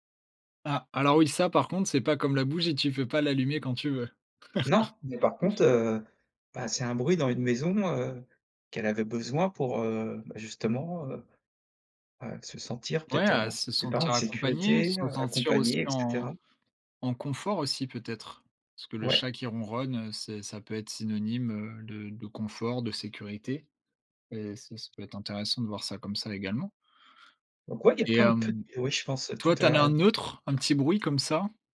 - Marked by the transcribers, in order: laugh; other background noise
- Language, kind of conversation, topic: French, podcast, Quel bruit naturel t’apaise instantanément ?